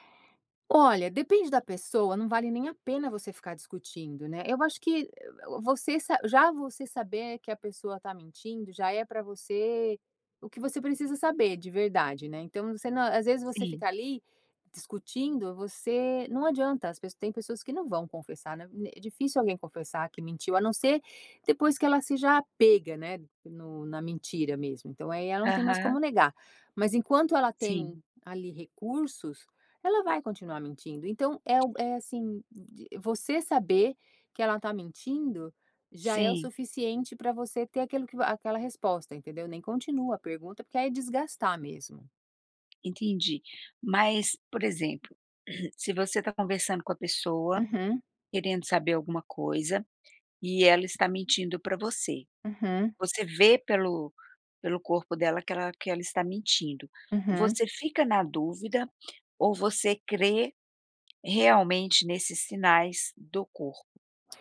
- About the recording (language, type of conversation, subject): Portuguese, podcast, Como perceber quando palavras e corpo estão em conflito?
- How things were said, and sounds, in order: other noise; tapping; throat clearing